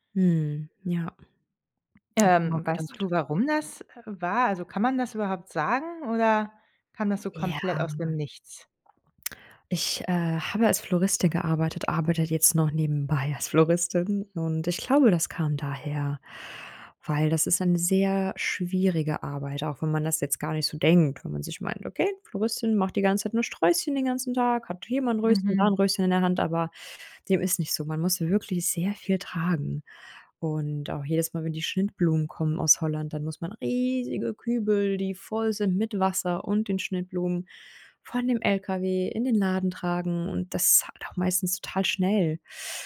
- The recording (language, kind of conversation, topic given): German, advice, Wie gelingt dir der Neustart ins Training nach einer Pause wegen Krankheit oder Stress?
- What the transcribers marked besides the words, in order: other background noise; joyful: "Floristin"; stressed: "riesige"